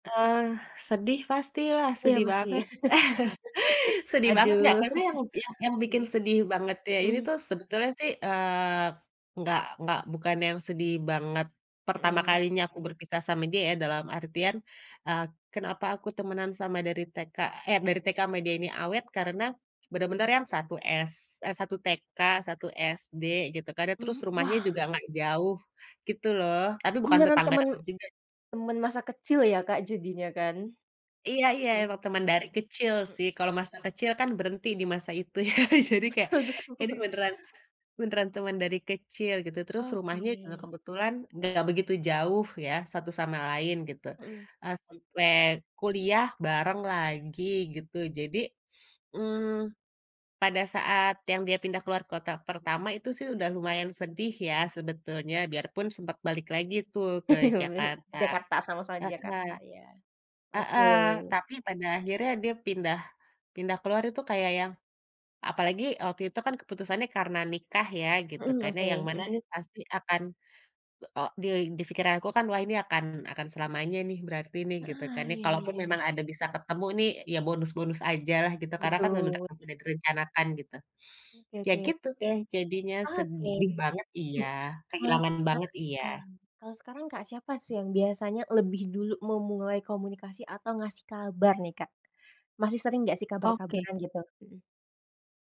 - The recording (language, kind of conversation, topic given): Indonesian, podcast, Bagaimana cara kamu menjaga persahabatan jarak jauh agar tetap terasa dekat?
- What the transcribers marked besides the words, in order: laugh; chuckle; tapping; laughing while speaking: "Betul betul"; laughing while speaking: "ya"; laugh; unintelligible speech; unintelligible speech; unintelligible speech